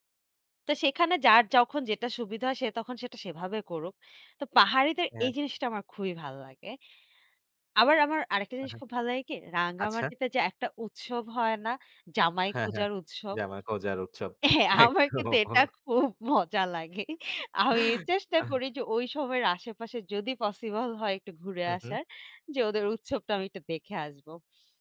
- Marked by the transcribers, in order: laughing while speaking: "হ্যাঁ। আমার কিন্তু এটা খুব মজা লাগে"; laughing while speaking: "একদম"; chuckle
- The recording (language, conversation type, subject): Bengali, unstructured, আপনি কোথায় ভ্রমণ করতে সবচেয়ে বেশি পছন্দ করেন?